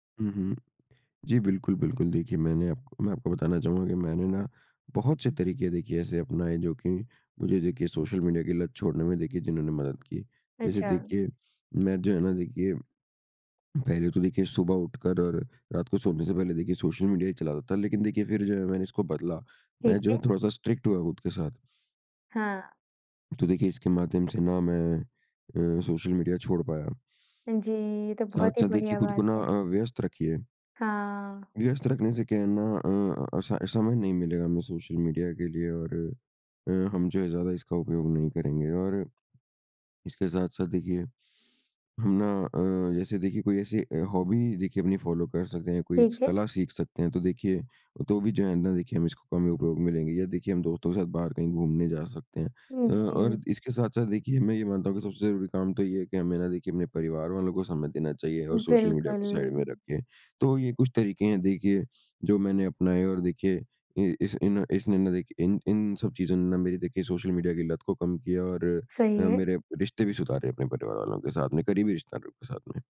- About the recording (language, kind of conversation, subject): Hindi, podcast, सोशल मीडिया ने आपके रिश्तों को कैसे प्रभावित किया है?
- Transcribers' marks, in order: swallow; in English: "स्ट्रिक्ट"; in English: "हॉबी"; in English: "फ़ॉलो"; in English: "साइड"